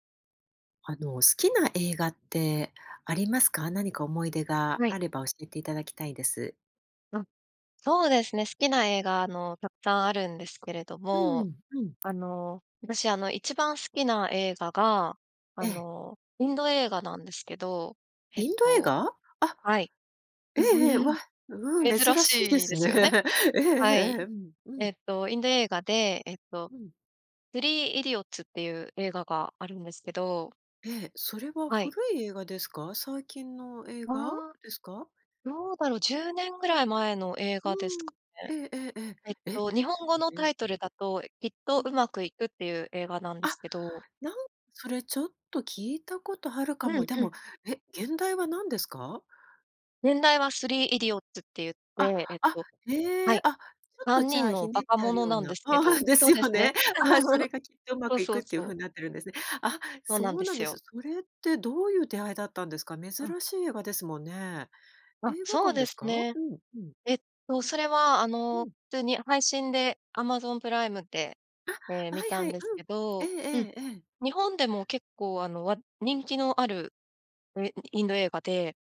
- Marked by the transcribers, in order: other background noise; chuckle; laughing while speaking: "珍しいですね"; laugh
- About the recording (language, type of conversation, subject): Japanese, podcast, 好きな映画にまつわる思い出を教えてくれますか？